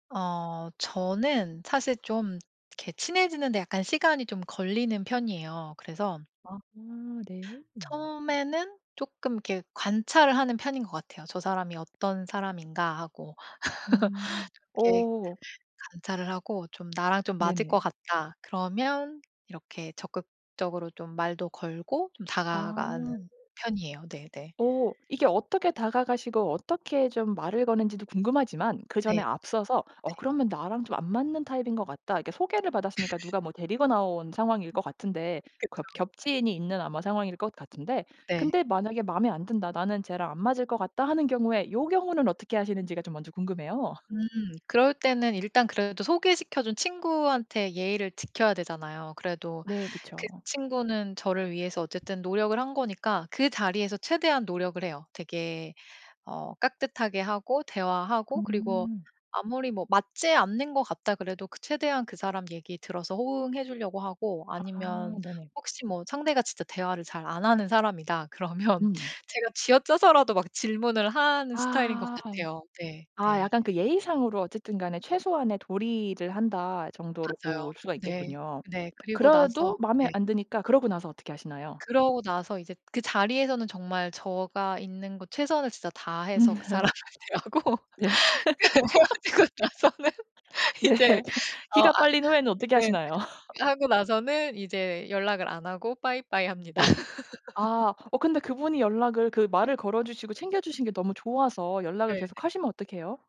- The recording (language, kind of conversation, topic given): Korean, podcast, 소개받은 사람과 자연스럽게 친구가 되려면 어떻게 접근하는 게 좋을까요?
- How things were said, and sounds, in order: other background noise; laugh; tapping; laughing while speaking: "그러면"; laugh; laughing while speaking: "그 사람을 대하고 헤어지고 나서는 이제"; laughing while speaking: "네"; laugh; laughing while speaking: "네"; laugh; in English: "bye bye"; laugh